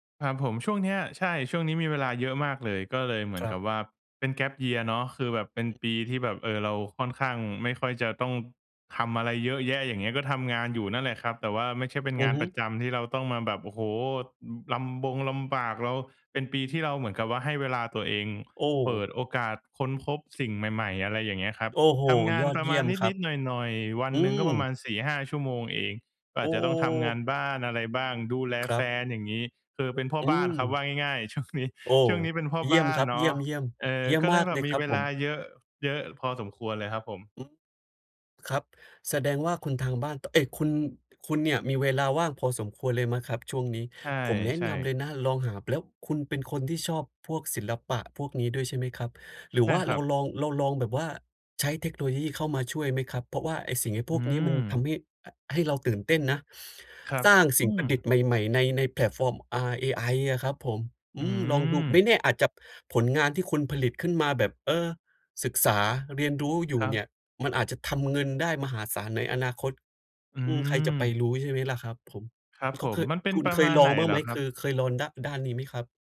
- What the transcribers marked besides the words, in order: in English: "Gap Year"; other background noise; laughing while speaking: "ช่วงนี้"; in English: "แพลตฟอร์ม"
- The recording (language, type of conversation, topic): Thai, advice, ฉันจะค้นพบความหลงใหลและความสนใจส่วนตัวของฉันได้อย่างไร?